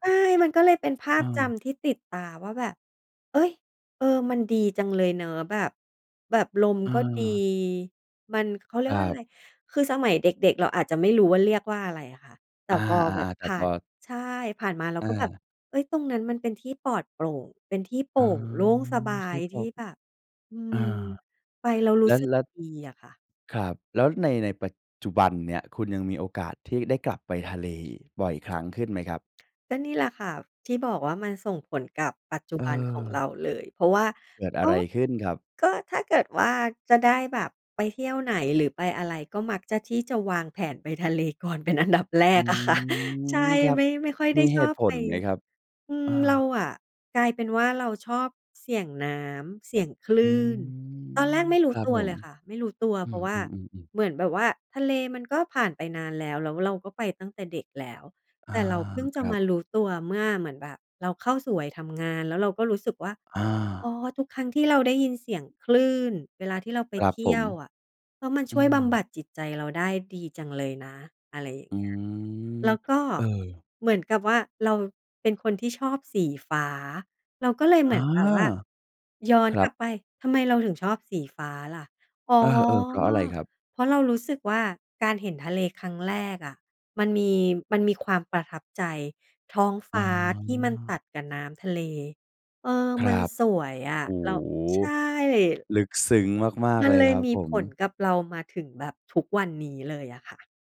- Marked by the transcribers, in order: surprised: "เฮ้ย !"; other background noise; laughing while speaking: "เป็นอันดับแรกอะค่ะ"; drawn out: "อืม"; drawn out: "อืม"; surprised: "อา"
- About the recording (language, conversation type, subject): Thai, podcast, ท้องทะเลที่เห็นครั้งแรกส่งผลต่อคุณอย่างไร?